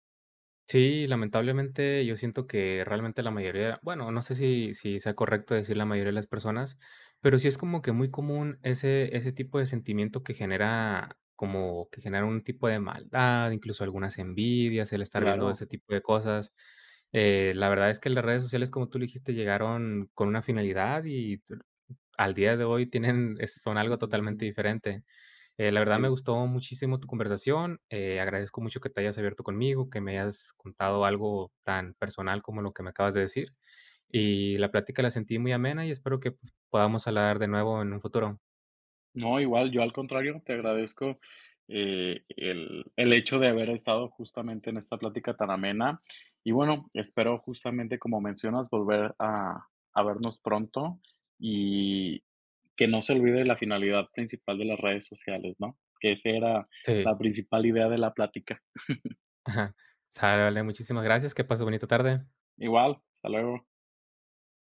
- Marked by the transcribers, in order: other background noise; unintelligible speech; chuckle
- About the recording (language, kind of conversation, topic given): Spanish, podcast, ¿Qué te gusta y qué no te gusta de las redes sociales?